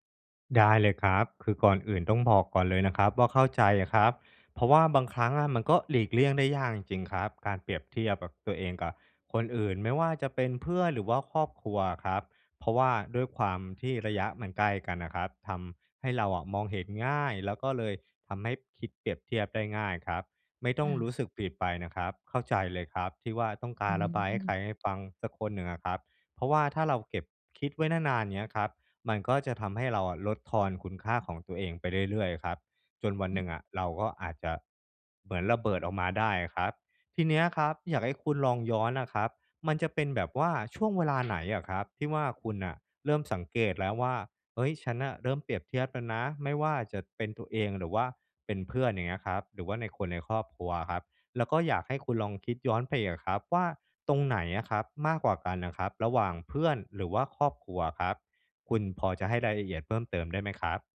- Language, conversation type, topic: Thai, advice, ฉันจะหลีกเลี่ยงการเปรียบเทียบตัวเองกับเพื่อนและครอบครัวได้อย่างไร
- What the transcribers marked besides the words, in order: unintelligible speech; other background noise